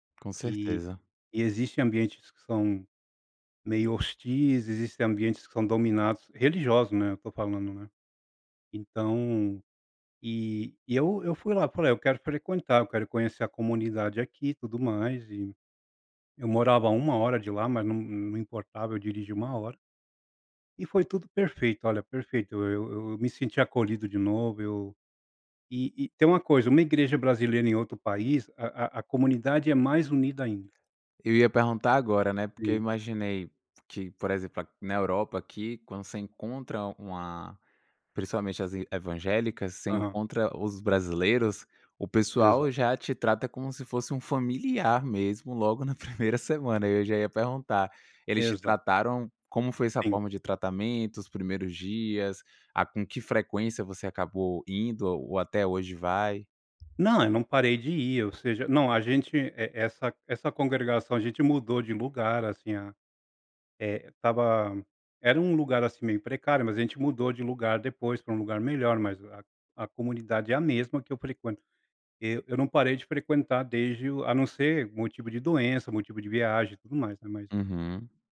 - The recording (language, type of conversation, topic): Portuguese, podcast, Como posso transmitir valores sem transformá-los em obrigação ou culpa?
- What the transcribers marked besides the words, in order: tapping; other background noise